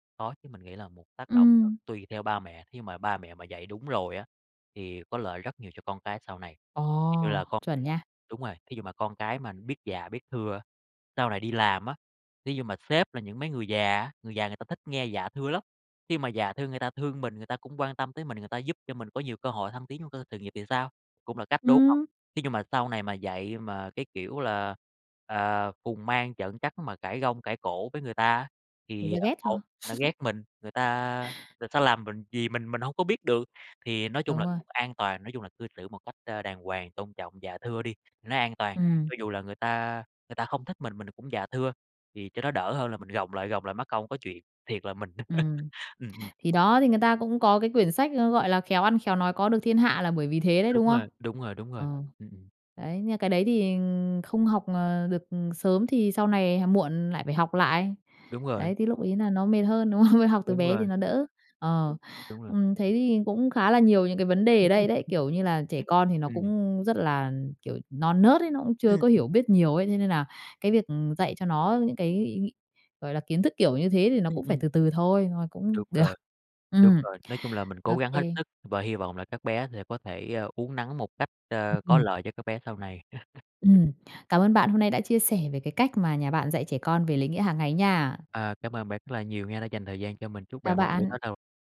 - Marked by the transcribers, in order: other background noise; laugh; tapping; laugh; laughing while speaking: "đúng không?"; laugh; other noise; laugh
- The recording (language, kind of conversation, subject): Vietnamese, podcast, Bạn dạy con về lễ nghĩa hằng ngày trong gia đình như thế nào?